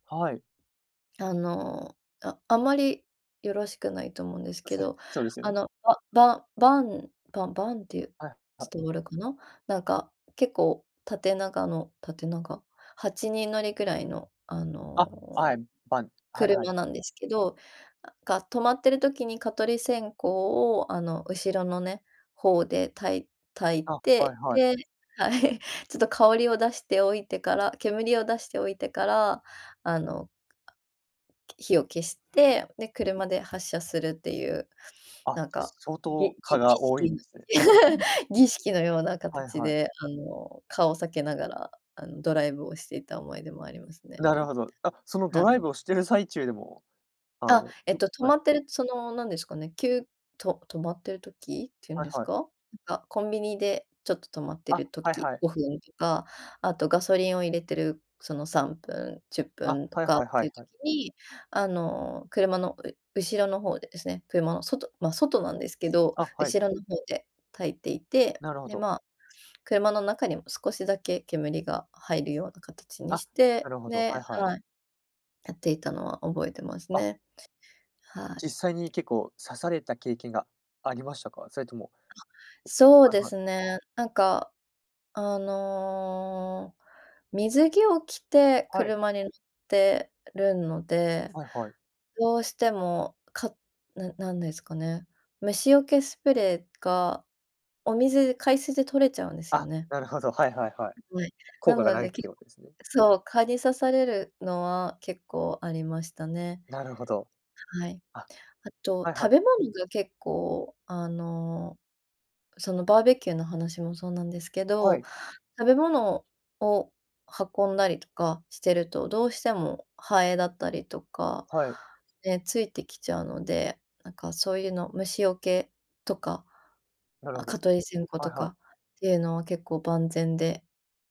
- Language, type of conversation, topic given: Japanese, podcast, 子どもの頃のいちばん好きな思い出は何ですか？
- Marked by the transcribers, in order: unintelligible speech; other background noise; chuckle; laugh; tapping